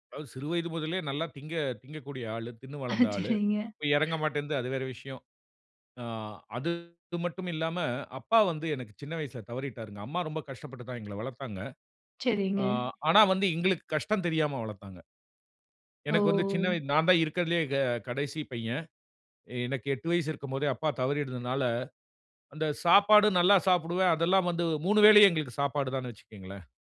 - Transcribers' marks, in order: laughing while speaking: "அ சரிங்க"; other background noise; drawn out: "ஓ!"
- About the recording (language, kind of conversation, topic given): Tamil, podcast, மிச்சமான உணவை புதிதுபோல் சுவையாக மாற்றுவது எப்படி?